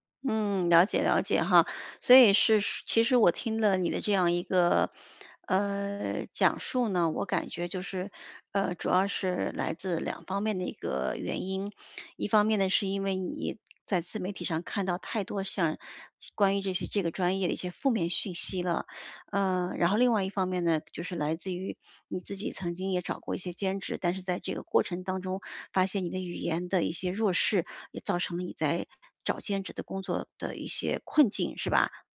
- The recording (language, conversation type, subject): Chinese, advice, 我老是担心未来，怎么才能放下对未来的过度担忧？
- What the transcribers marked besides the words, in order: none